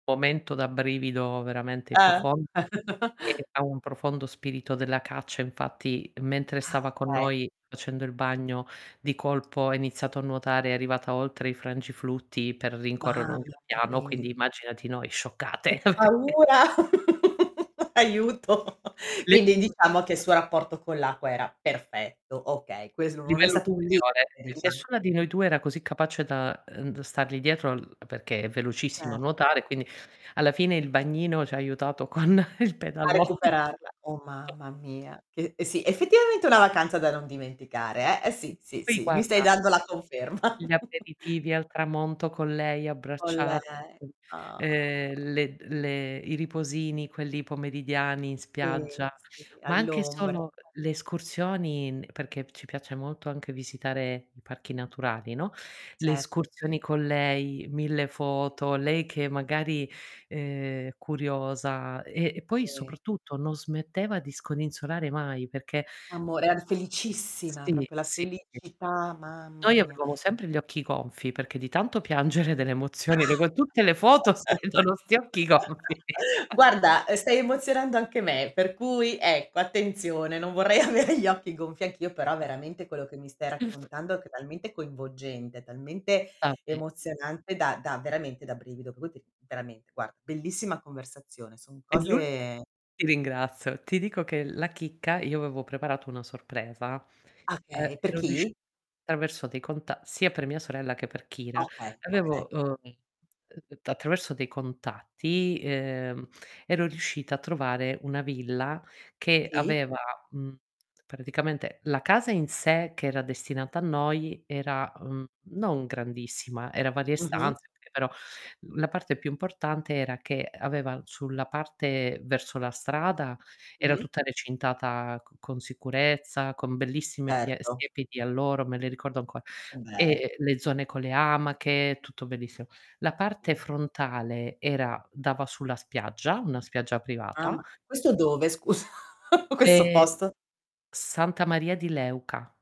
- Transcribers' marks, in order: distorted speech; chuckle; chuckle; unintelligible speech; chuckle; laughing while speaking: "aiuto"; unintelligible speech; laughing while speaking: "con il pedalò"; static; chuckle; other noise; other background noise; chuckle; drawn out: "ah"; drawn out: "Sì"; "proprio" said as "propio"; laughing while speaking: "piangere delle emozioni, per cui … 'sti occhi gonfi"; chuckle; chuckle; laughing while speaking: "avere"; unintelligible speech; drawn out: "cose"; chuckle
- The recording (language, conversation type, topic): Italian, podcast, Qual è un viaggio che non scorderai mai?
- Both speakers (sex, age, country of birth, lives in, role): female, 40-44, Italy, Italy, guest; female, 55-59, Italy, Italy, host